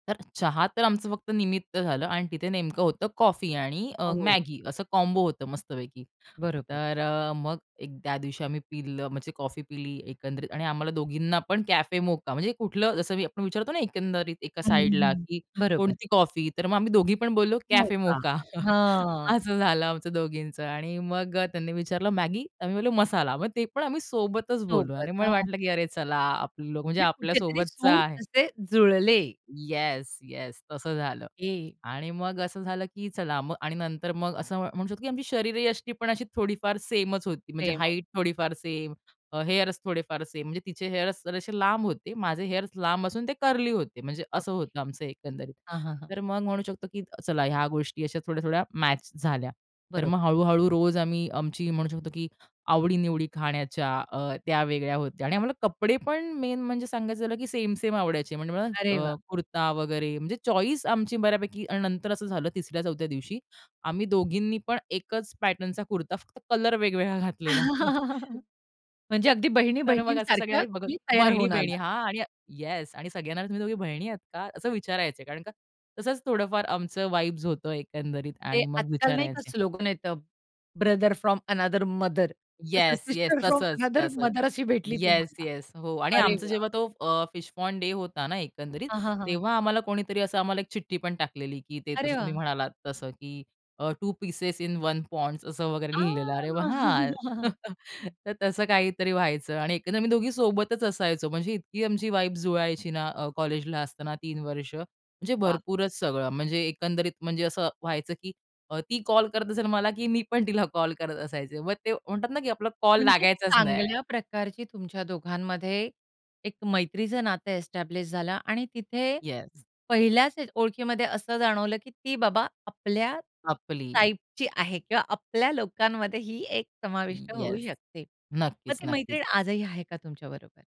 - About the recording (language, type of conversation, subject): Marathi, podcast, तुम्ही "आपले लोक" कसे ओळखता?
- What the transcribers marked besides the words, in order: in English: "कॉम्बो"; other background noise; chuckle; laughing while speaking: "असं झालं आमचं दोघींचं"; tapping; in English: "मेन"; chuckle; in English: "वाइब्स"; in English: "स्लोगन"; in English: "ब्रदर फ्रॉम अनादर मदर, सिस्टर फ्रॉम अनादर मदर"; laughing while speaking: "सिस्टर फ्रॉम अनादर मदर अशी भेटली तुम्हाला"; in English: "फिश पॉन्ड डे"; anticipating: "अरे वाह!"; in English: "टू पीसेस इन वन पॉड्स"; drawn out: "आ!"; chuckle; in English: "वाईब"; joyful: "अ, ती कॉल करत असेल … कॉल लागायचाच नाही"; in English: "एस्टॅब्लिश"